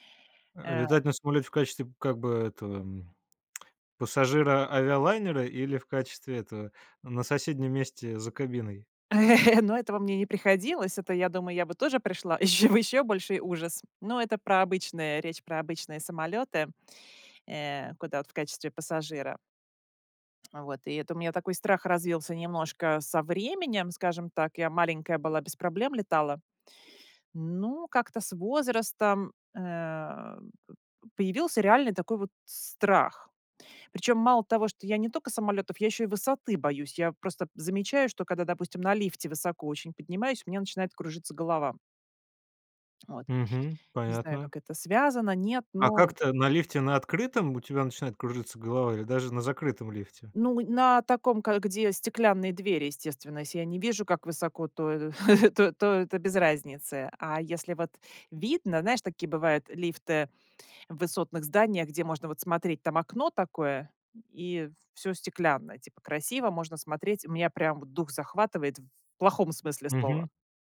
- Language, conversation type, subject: Russian, podcast, Как ты работаешь со своими страхами, чтобы их преодолеть?
- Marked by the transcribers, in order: tsk; chuckle; laughing while speaking: "еще в еще"; chuckle